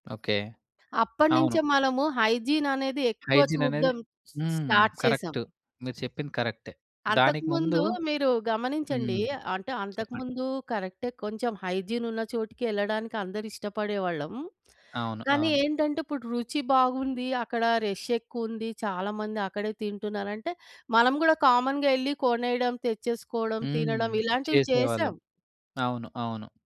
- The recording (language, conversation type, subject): Telugu, podcast, వీధి తిండి బాగా ఉందో లేదో మీరు ఎలా గుర్తిస్తారు?
- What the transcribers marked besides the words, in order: in English: "హైజీన్"; in English: "హైజీన్"; in English: "స్టార్ట్"; in English: "కరెక్ట్"; in English: "హైజీన్"; in English: "రష్"; in English: "కామన్‌గా"